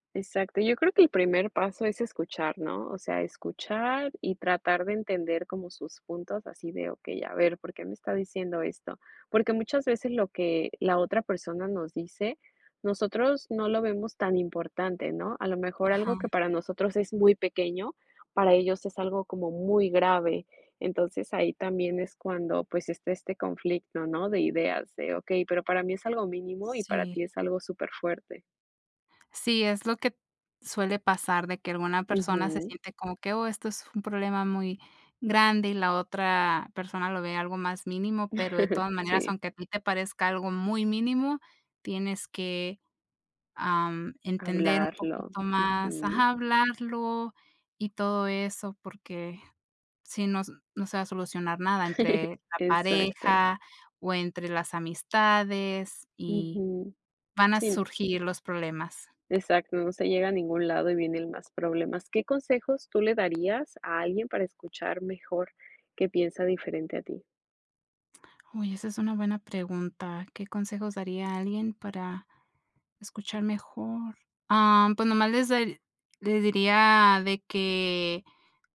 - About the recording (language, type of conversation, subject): Spanish, unstructured, ¿Crees que es importante comprender la perspectiva de la otra persona en un conflicto?
- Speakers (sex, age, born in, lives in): female, 30-34, Mexico, United States; female, 30-34, United States, United States
- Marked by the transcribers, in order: chuckle; other background noise; chuckle; tapping